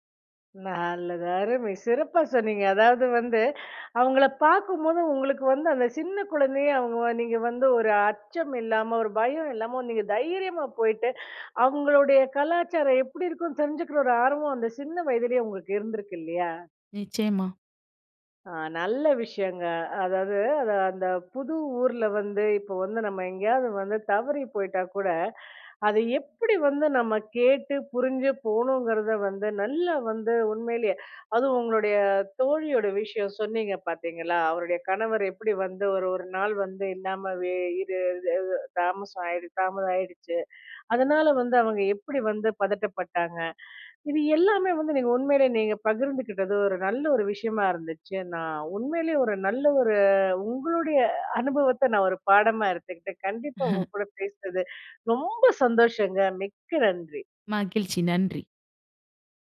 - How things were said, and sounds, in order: drawn out: "உங்களுடைய"; "இல்லாமல" said as "இல்லாமவே"; drawn out: "ஒரு"; chuckle; joyful: "ரொம்ப சந்தோஷங்க. மிக்க நன்றி"
- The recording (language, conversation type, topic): Tamil, podcast, புதிய ஊரில் வழி தவறினால் மக்களிடம் இயல்பாக உதவி கேட்க எப்படி அணுகலாம்?